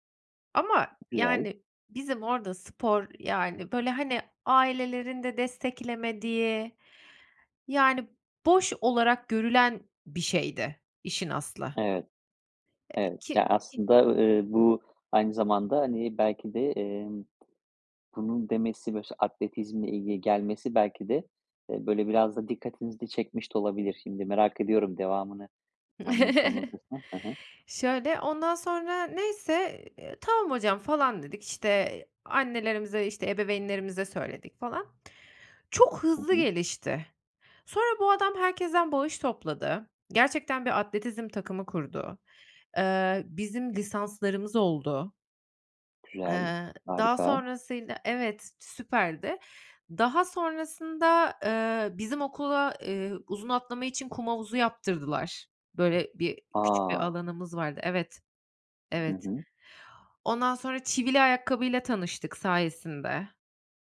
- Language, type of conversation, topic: Turkish, podcast, Bir öğretmen seni en çok nasıl etkiler?
- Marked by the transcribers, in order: other background noise; chuckle